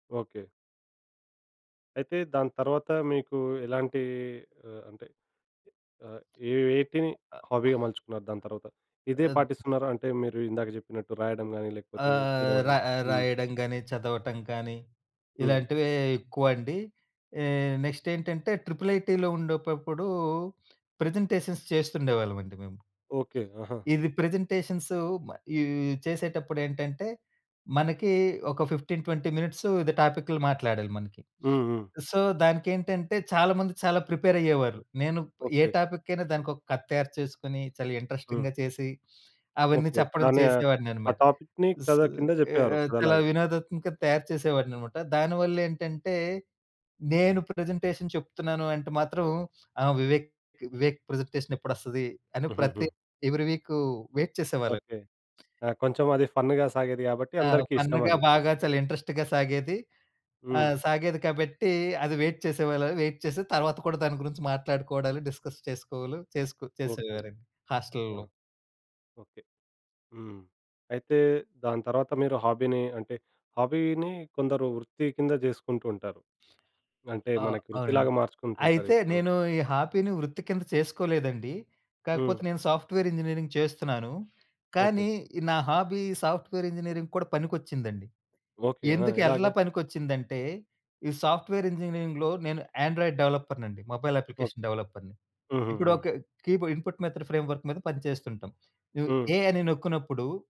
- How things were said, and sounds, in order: other background noise; in English: "హాబీగా"; tapping; other noise; in English: "ట్రిపుల్ ఐటీలో"; in English: "ప్రజెంటేషన్స్"; in English: "ప్రజెంటేషన్స్"; in English: "ఫిఫ్టీన్, ట్వంటీ మినిట్స్"; in English: "సో"; in English: "ఇంట్రస్టింగ్‌గా"; in English: "టాపిక్‌ని"; in English: "ప్రెజెంటేషన్"; in English: "ఎవ్రీ"; in English: "వెయిట్"; in English: "ఫన్న్‌గా"; in English: "ఫన్న్‌గా"; in English: "ఇంట్రస్ట్‌గా"; in English: "వెయిట్"; in English: "వెయిట్"; in English: "డిస్కస్"; in English: "హాబీని"; in English: "హాబీనీ"; in English: "హాపీని"; in English: "సాఫ్ట్‌వేరింజినీరింగ్"; in English: "హాబీ సాఫ్ట్‌వేర్ ఇంజినీరింగ్‌కి"; in English: "సాఫ్ట్‌వేర్ ఇంజినీరింగ్‌లో"; in English: "యాండ్రాయిడ్ డవలప్పర్‌నండి, మొబైల్ అప్లికేషన్ డవలప్పర్‌ని"; in English: "కీబోర్డ్ ఇన్‌పుట్ మెథడ్ ఫ్రేమ్‌వర్క్"; in English: "ఏ"
- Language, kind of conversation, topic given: Telugu, podcast, ఒక అభిరుచిని మీరు ఎలా ప్రారంభించారో చెప్పగలరా?